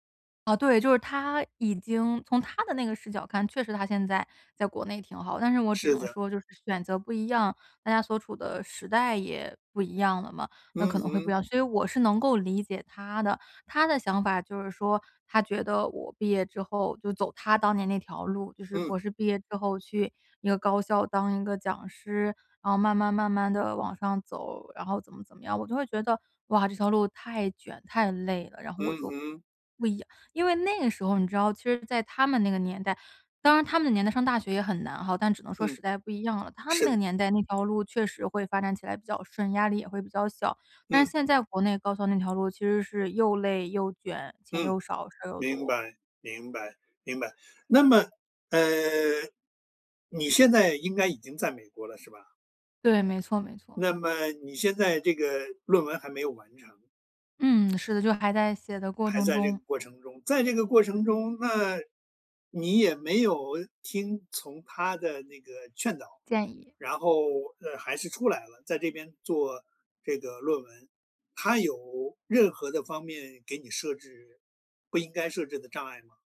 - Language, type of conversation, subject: Chinese, podcast, 当导师和你意见不合时，你会如何处理？
- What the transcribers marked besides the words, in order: tapping